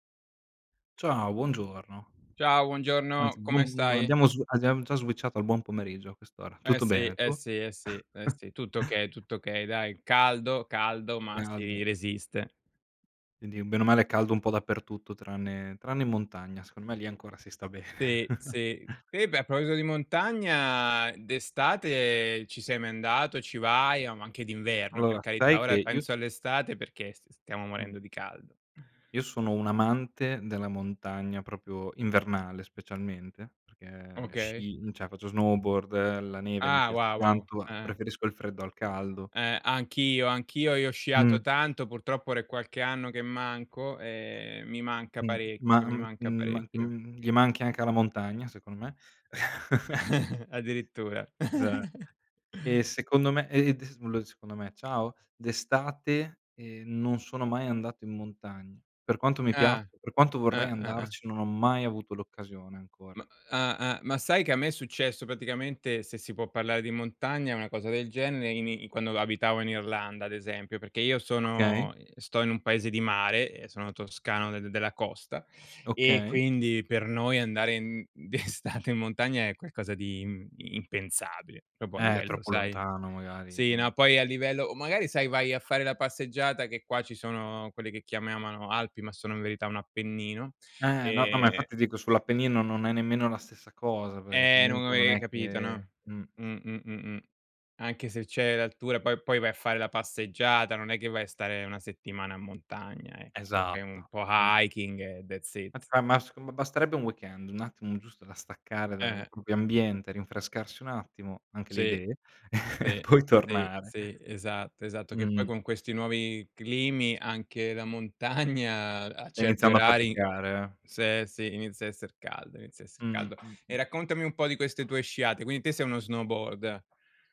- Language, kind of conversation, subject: Italian, unstructured, Cosa preferisci tra mare, montagna e città?
- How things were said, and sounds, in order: in English: "switchato"; chuckle; chuckle; tapping; "cioè" said as "ceh"; chuckle; other background noise; unintelligible speech; chuckle; laughing while speaking: "d'estate"; "proprio" said as "propo"; "chiamano" said as "chiamiamano"; in English: "hiking"; in English: "that's it"; unintelligible speech; "proprio" said as "propio"; chuckle; laughing while speaking: "montagna"